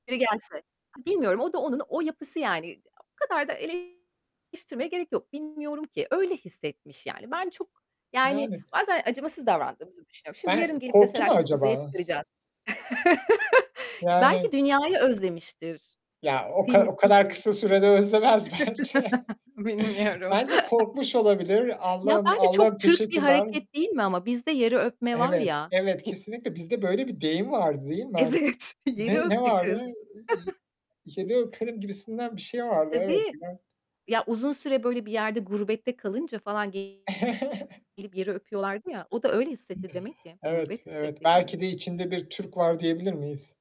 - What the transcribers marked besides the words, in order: distorted speech; static; tapping; laugh; laughing while speaking: "özlemez bence"; laugh; laughing while speaking: "Bilmiyorum"; chuckle; laughing while speaking: "Evet"; chuckle; other background noise; chuckle
- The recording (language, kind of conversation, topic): Turkish, unstructured, Uzay keşifleri geleceğimizi nasıl etkiler?
- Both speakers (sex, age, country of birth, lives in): female, 40-44, Turkey, Malta; male, 30-34, Turkey, Germany